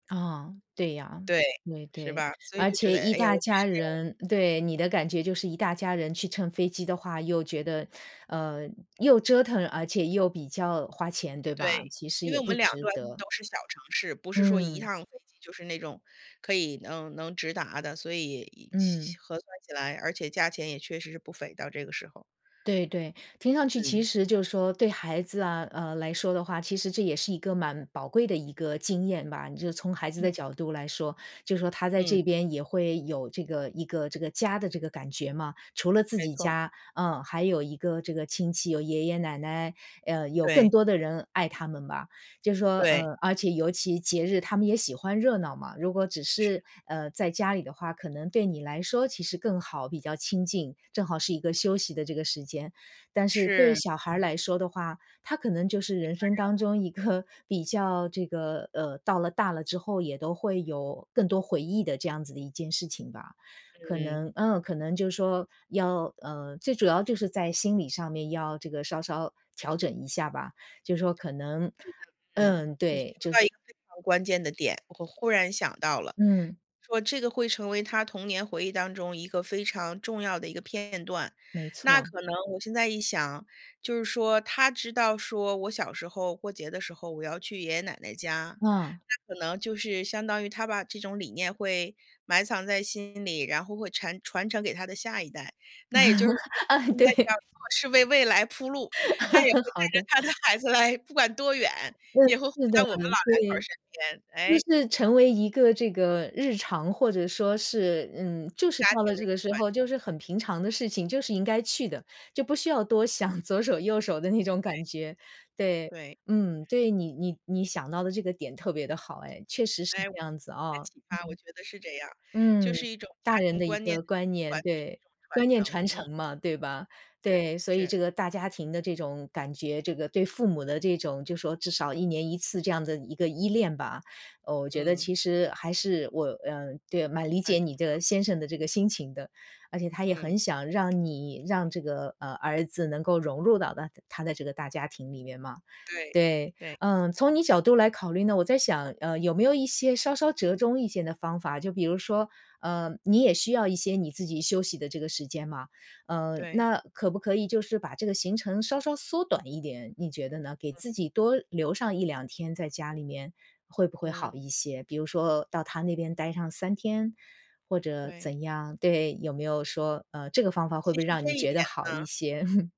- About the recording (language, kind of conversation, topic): Chinese, advice, 我怎样才能更好地理解并回应伴侣的情绪，同时给予合适的陪伴？
- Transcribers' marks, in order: laughing while speaking: "个"; "传" said as "馋"; laugh; laughing while speaking: "啊，对"; laughing while speaking: "他也会带着他的孩子来"; laugh; laughing while speaking: "好的"; laughing while speaking: "左手右手的那种"; other noise; other background noise; laugh